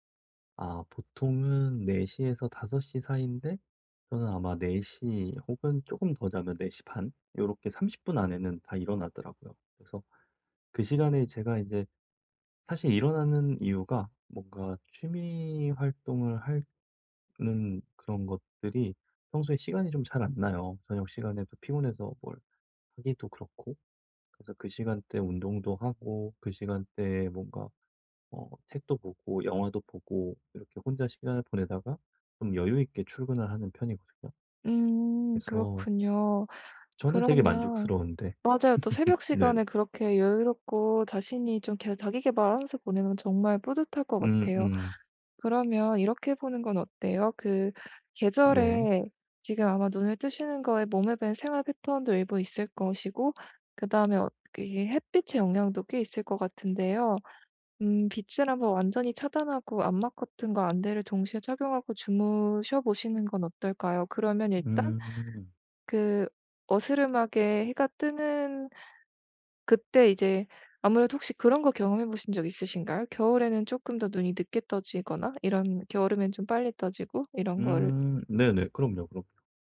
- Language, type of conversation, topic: Korean, advice, 일정한 수면 스케줄을 만들고 꾸준히 지키려면 어떻게 하면 좋을까요?
- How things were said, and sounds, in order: tapping; laugh; other background noise